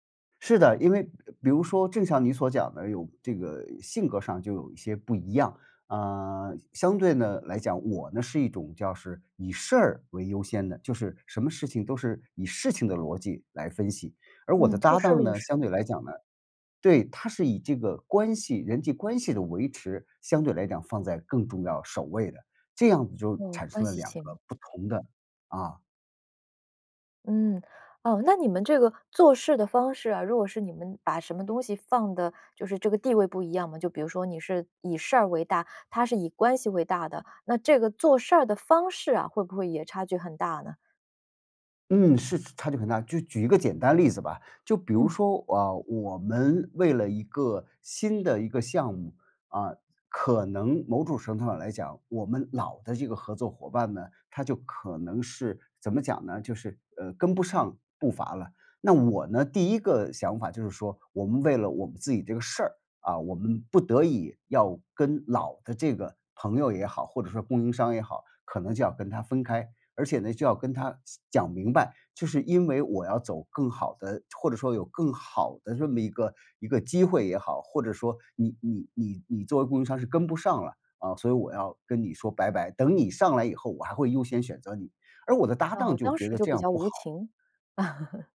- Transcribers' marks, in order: other background noise; laugh
- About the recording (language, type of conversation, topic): Chinese, podcast, 合作时你如何平衡个人风格？